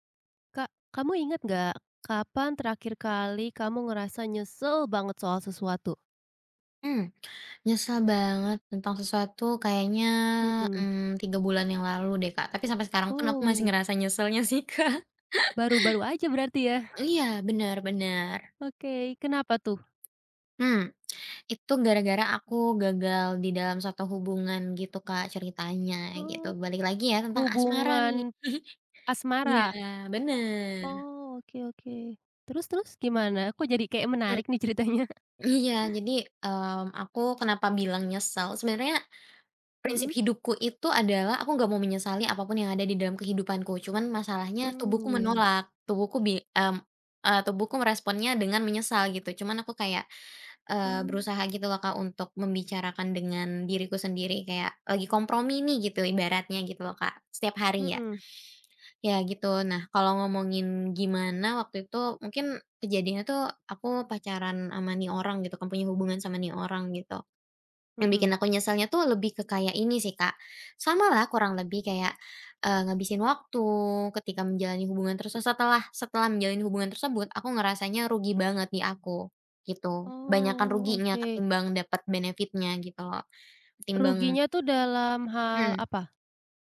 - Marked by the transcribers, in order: stressed: "nyesel"; tsk; tapping; laughing while speaking: "sih, Kak"; chuckle; laughing while speaking: "ceritanya"; laughing while speaking: "iya"; in English: "benefit-nya"
- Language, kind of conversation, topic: Indonesian, podcast, Apa yang biasanya kamu lakukan terlebih dahulu saat kamu sangat menyesal?
- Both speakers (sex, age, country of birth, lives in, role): female, 20-24, Indonesia, Indonesia, guest; female, 25-29, Indonesia, Indonesia, host